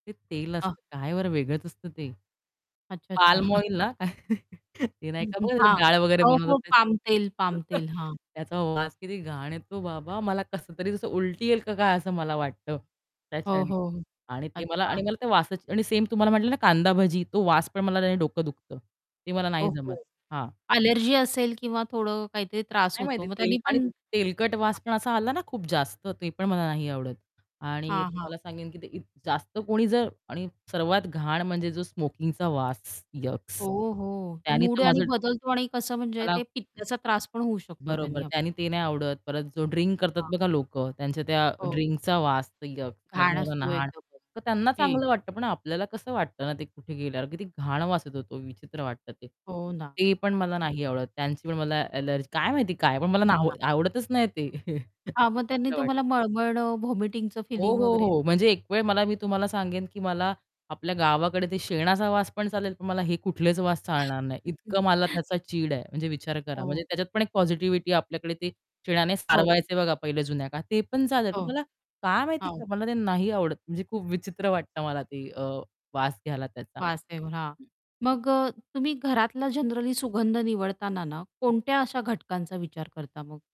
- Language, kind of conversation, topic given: Marathi, podcast, घरातील सुगंध घराचा मूड कसा बदलतो?
- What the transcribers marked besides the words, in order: distorted speech; other noise; chuckle; static; chuckle; other background noise; disgusted: "यक्स"; disgusted: "यक्स"; unintelligible speech; chuckle; unintelligible speech; in English: "व्हॉमिटिंगचं"; chuckle; unintelligible speech; unintelligible speech